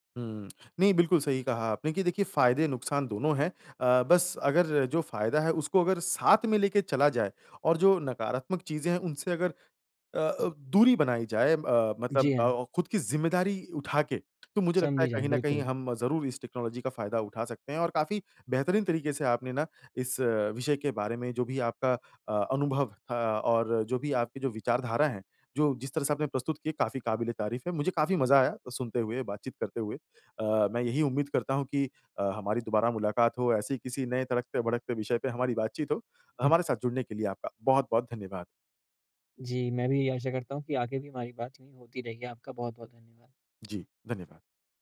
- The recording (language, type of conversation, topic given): Hindi, podcast, सोशल मीडिया ने हमारी बातचीत और रिश्तों को कैसे बदल दिया है?
- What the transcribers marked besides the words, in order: in English: "टेक्नोलॉजी"